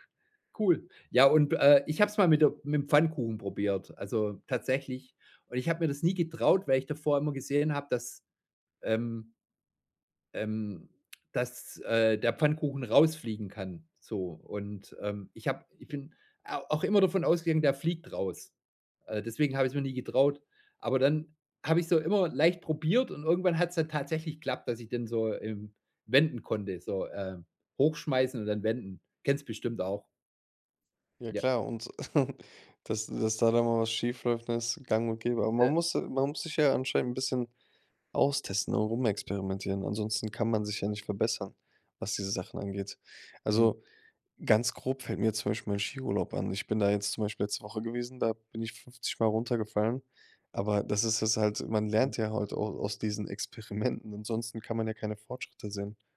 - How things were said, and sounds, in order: tsk; chuckle; other background noise; laughing while speaking: "Experimenten"
- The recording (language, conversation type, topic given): German, podcast, Kannst du von einem Küchenexperiment erzählen, das dich wirklich überrascht hat?